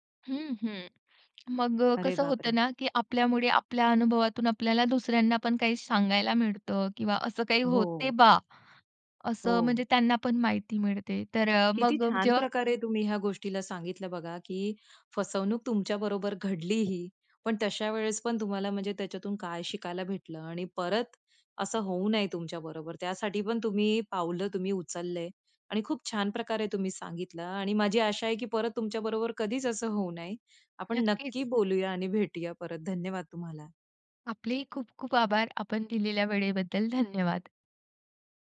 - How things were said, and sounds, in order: lip smack; tapping; other background noise; stressed: "बा"
- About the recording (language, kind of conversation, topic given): Marathi, podcast, फसवणुकीचा प्रसंग तुमच्या बाबतीत घडला तेव्हा नेमकं काय झालं?